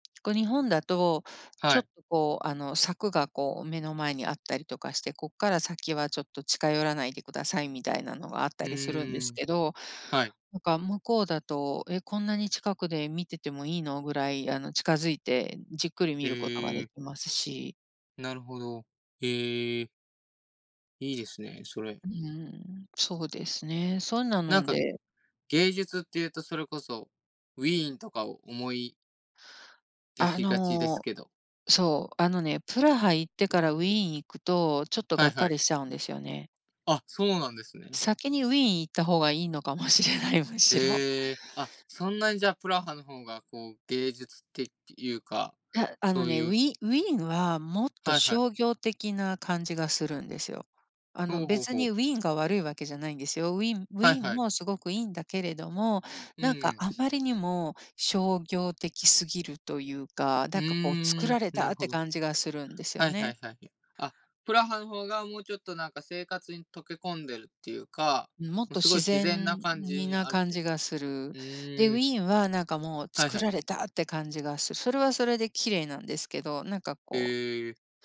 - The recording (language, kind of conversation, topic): Japanese, unstructured, おすすめの旅行先はどこですか？
- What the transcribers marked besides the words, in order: other noise; alarm; laughing while speaking: "かもしれない、むしろ"; tapping